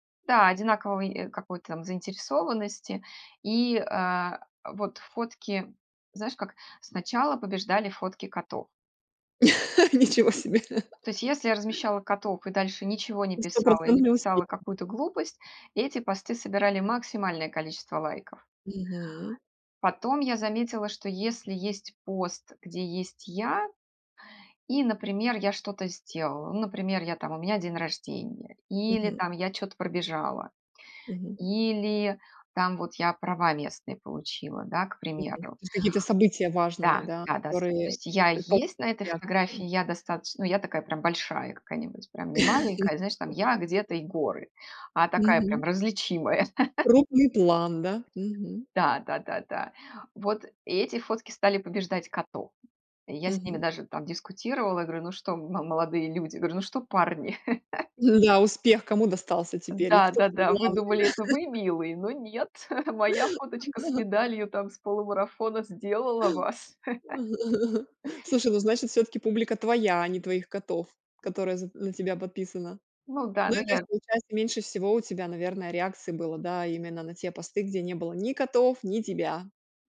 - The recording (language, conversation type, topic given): Russian, podcast, Как лайки влияют на твою самооценку?
- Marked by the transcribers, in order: laugh; laughing while speaking: "Ничего себе!"; laugh; tapping; laugh; other background noise; chuckle; chuckle; laughing while speaking: "да?"; chuckle; laughing while speaking: "А, да"; chuckle